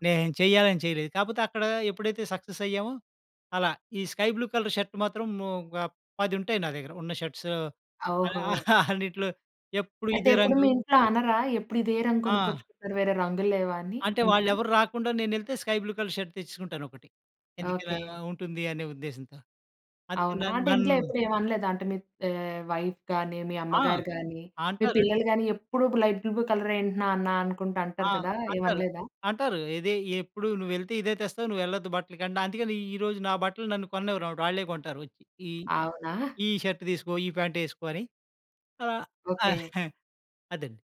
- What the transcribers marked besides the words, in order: in English: "సక్సెస్"; in English: "స్కై బ్లూ కలర్ షర్ట్"; in English: "షర్ట్స్"; chuckle; in English: "స్కై బ్లూ కలర్ షర్ట్"; in English: "వైఫ్"; in English: "లైట్ బ్లూ కలర్"; in English: "షర్ట్"; in English: "ప్యాంట్"; giggle
- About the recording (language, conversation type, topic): Telugu, podcast, మీ జీవితంలో ఒక అదృష్టసంధర్భం గురించి చెప్పగలరా?